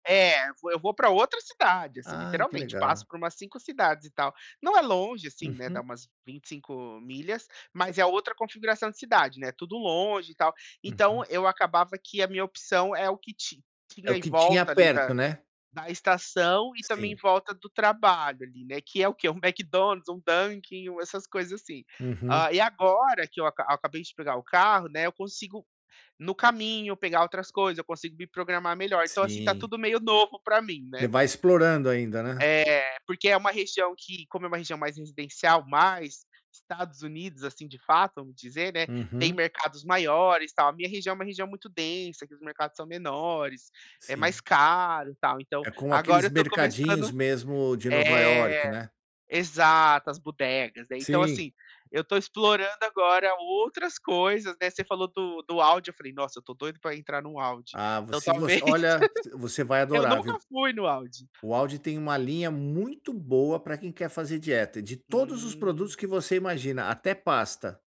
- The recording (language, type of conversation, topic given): Portuguese, advice, Como posso manter hábitos mesmo sem motivação?
- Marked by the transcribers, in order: tapping; laughing while speaking: "talvez"; giggle